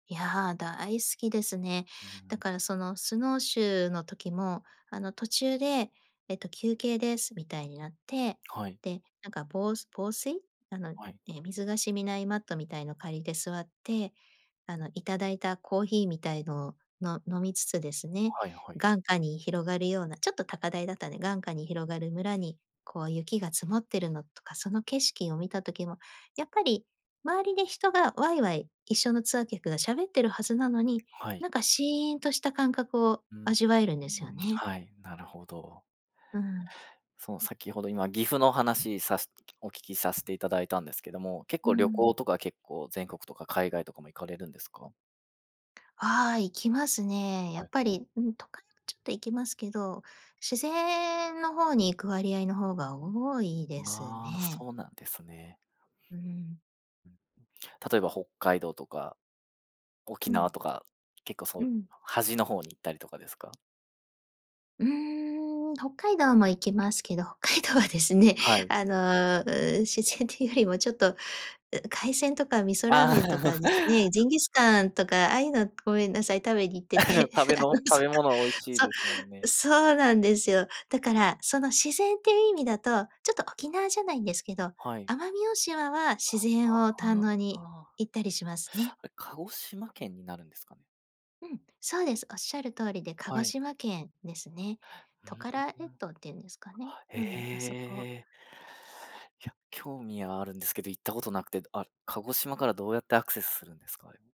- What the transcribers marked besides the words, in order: tapping; other noise; laughing while speaking: "北海道はですね"; laugh; chuckle; laugh; laughing while speaking: "あの、そ"; laugh
- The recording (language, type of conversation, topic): Japanese, podcast, 自然の音や匂いで、特に心に残っているものは何ですか？
- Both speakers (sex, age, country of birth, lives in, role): female, 45-49, Japan, Japan, guest; male, 35-39, Japan, Malaysia, host